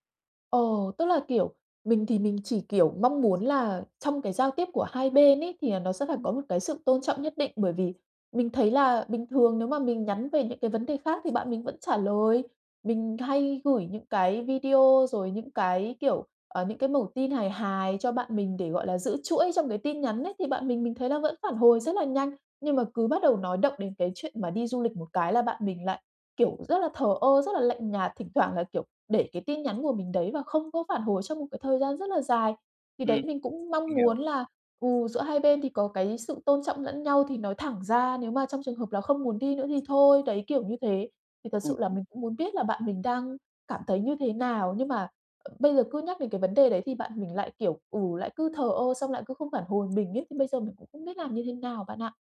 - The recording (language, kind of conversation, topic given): Vietnamese, advice, Làm thế nào để giao tiếp với bạn bè hiệu quả hơn, tránh hiểu lầm và giữ gìn tình bạn?
- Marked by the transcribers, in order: tapping; other background noise